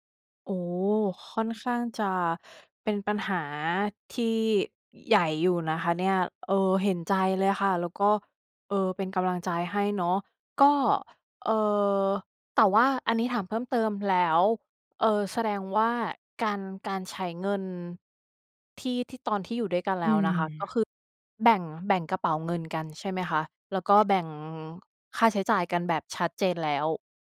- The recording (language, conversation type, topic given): Thai, advice, คุณควรคุยกับคู่รักอย่างไรเมื่อมีความขัดแย้งเรื่องการใช้จ่าย?
- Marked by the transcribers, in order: none